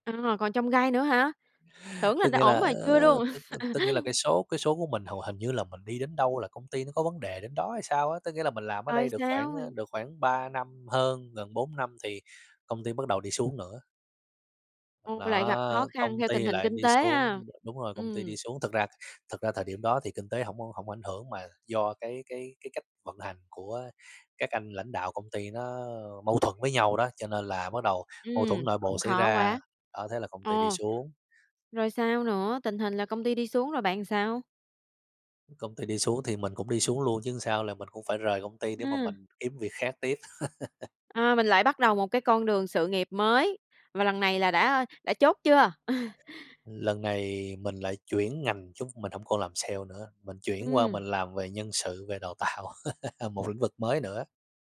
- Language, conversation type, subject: Vietnamese, podcast, Con đường sự nghiệp của bạn từ trước đến nay đã diễn ra như thế nào?
- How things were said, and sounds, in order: tapping; chuckle; other noise; other background noise; laugh; chuckle; chuckle